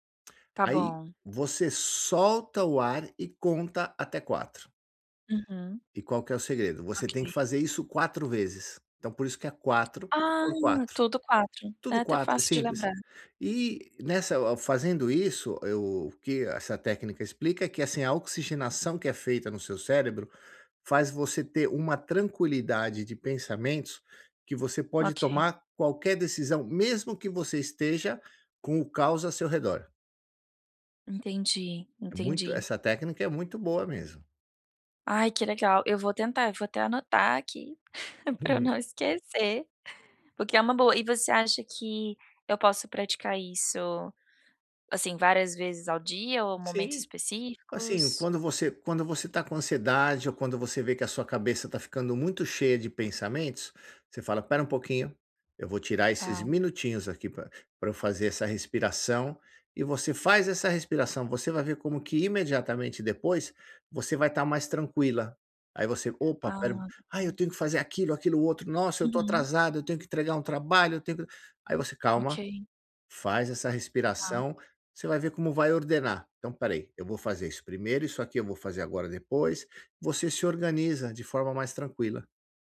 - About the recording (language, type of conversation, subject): Portuguese, advice, Como posso me manter motivado(a) para fazer práticas curtas todos os dias?
- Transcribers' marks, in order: tapping; chuckle; laughing while speaking: "pra eu não esquecer"